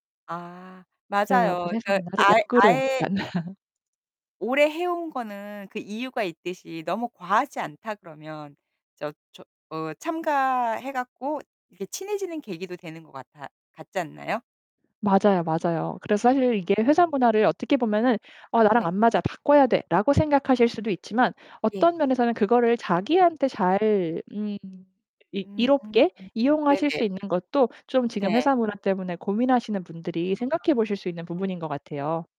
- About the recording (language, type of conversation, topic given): Korean, podcast, 회사 문화는 정말 중요한가요, 그리고 그렇게 생각하는 이유는 무엇인가요?
- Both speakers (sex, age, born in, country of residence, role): female, 35-39, South Korea, Sweden, guest; female, 55-59, South Korea, United States, host
- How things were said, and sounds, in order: other background noise; distorted speech; laugh; tapping; background speech